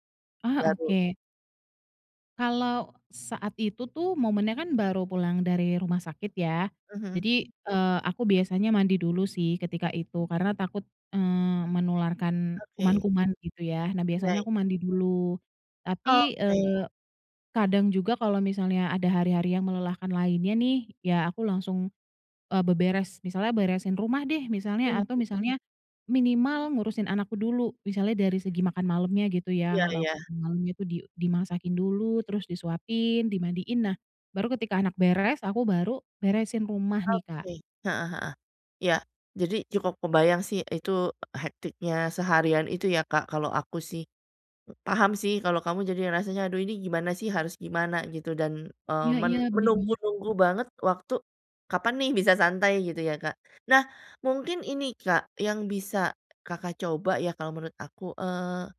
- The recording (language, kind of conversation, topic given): Indonesian, advice, Bagaimana cara mulai rileks di rumah setelah hari yang melelahkan?
- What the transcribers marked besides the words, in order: other background noise; tapping